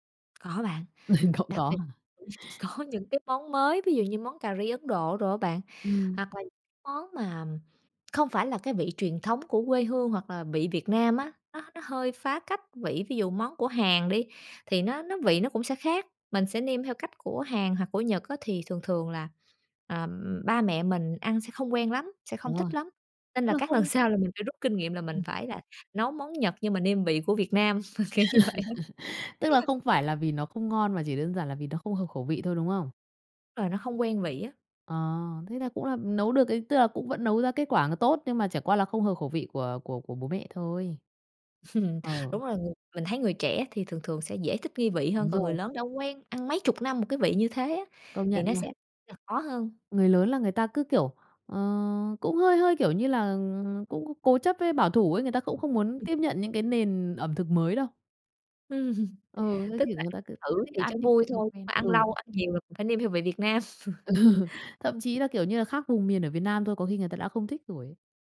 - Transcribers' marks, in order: tapping; laugh; laughing while speaking: "Cũng"; laughing while speaking: "ừ, có"; laughing while speaking: "sau"; laugh; laughing while speaking: "kiểu như vậy á"; laugh; laugh; laughing while speaking: "Ừ"; laughing while speaking: "Ừ"; laugh
- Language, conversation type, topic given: Vietnamese, podcast, Bạn thường nấu món gì khi muốn chăm sóc ai đó bằng một bữa ăn?